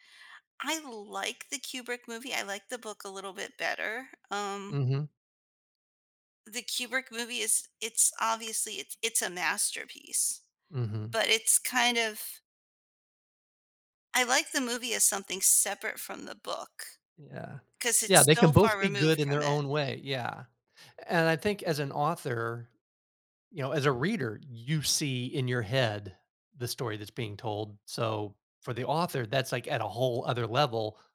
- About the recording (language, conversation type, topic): English, advice, How do I plan my dream vacation?
- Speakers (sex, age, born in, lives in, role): female, 45-49, United States, United States, user; male, 55-59, United States, United States, advisor
- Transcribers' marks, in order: none